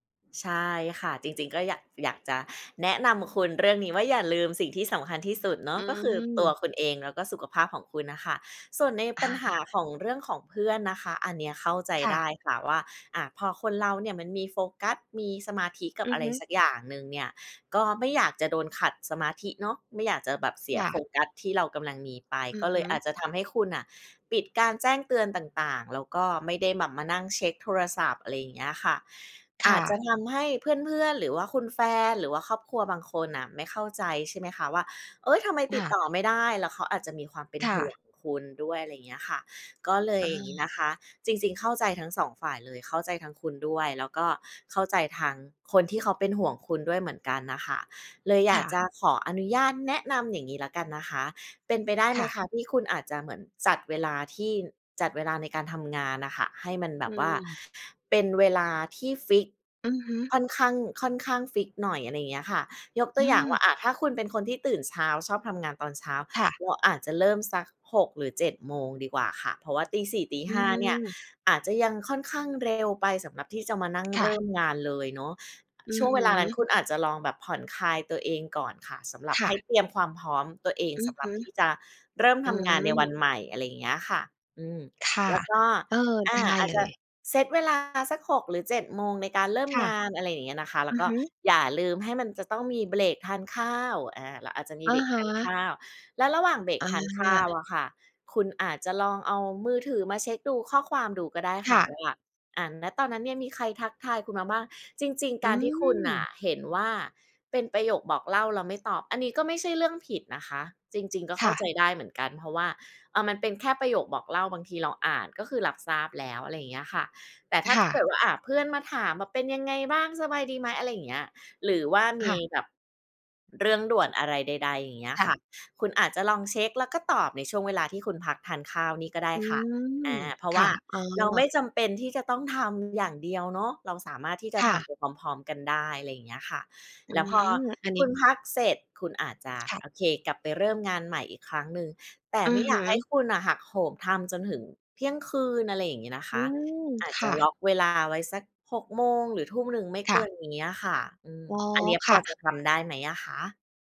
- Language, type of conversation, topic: Thai, advice, คุณควรทำอย่างไรเมื่อรู้สึกผิดที่ต้องเว้นระยะห่างจากคนรอบตัวเพื่อโฟกัสงาน?
- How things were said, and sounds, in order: other background noise; tapping